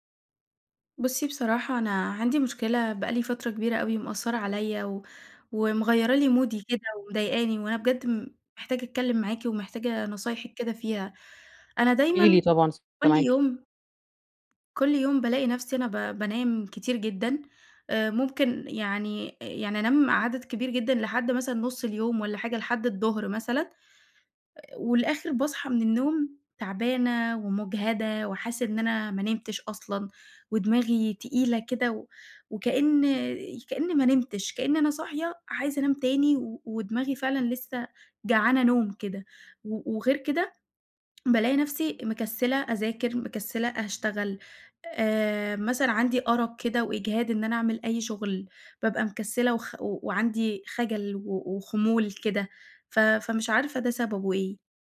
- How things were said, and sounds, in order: in English: "مودي"; other background noise; background speech
- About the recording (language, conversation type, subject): Arabic, advice, ليه بصحى تعبان رغم إني بنام كويس؟